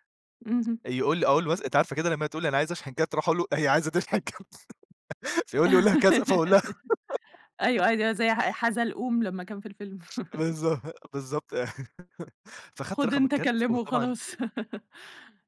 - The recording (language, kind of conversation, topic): Arabic, podcast, إيه اللي حصل في أول يوم ليك في شغلك الأول؟
- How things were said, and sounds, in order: tapping; laughing while speaking: "هي عايزة تشحن كارت فيقول لي قُل لها كذا، فأقول لها"; giggle; laughing while speaking: "بالضبط، بالضبط"; laugh; laugh